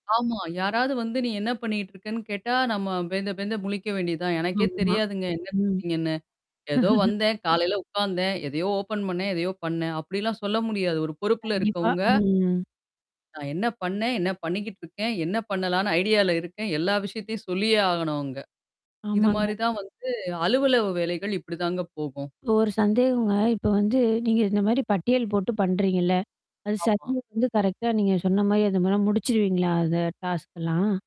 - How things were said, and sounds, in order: static; tapping; distorted speech; other noise
- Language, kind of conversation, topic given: Tamil, podcast, நீங்கள் செய்ய வேண்டிய பட்டியல்களை எப்படிப் பராமரிக்கிறீர்கள்?